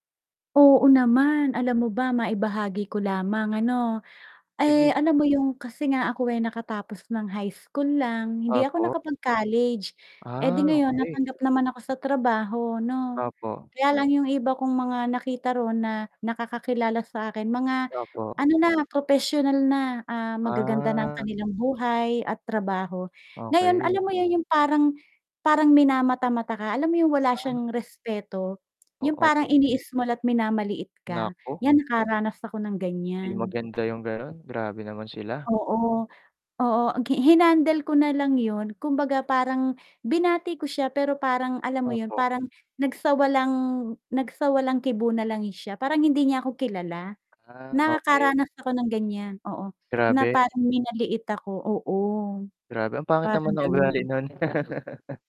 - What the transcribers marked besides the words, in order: static; other background noise; tapping; mechanical hum; laugh
- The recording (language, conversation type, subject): Filipino, unstructured, Ano ang papel ng respeto sa pakikitungo mo sa ibang tao?